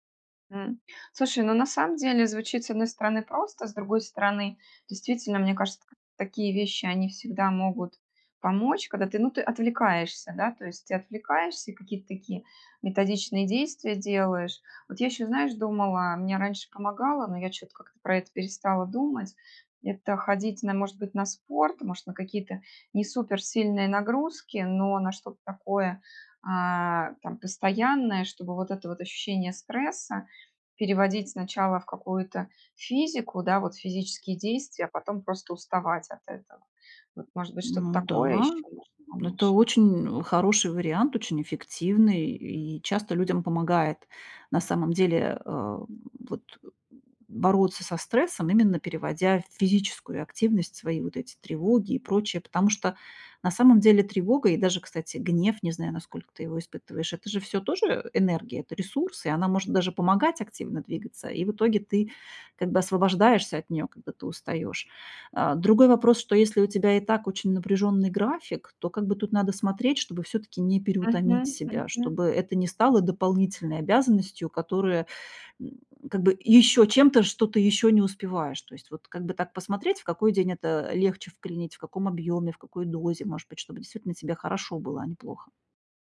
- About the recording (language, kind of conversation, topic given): Russian, advice, Как справиться с бессонницей из‑за вечернего стресса или тревоги?
- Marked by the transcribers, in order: other noise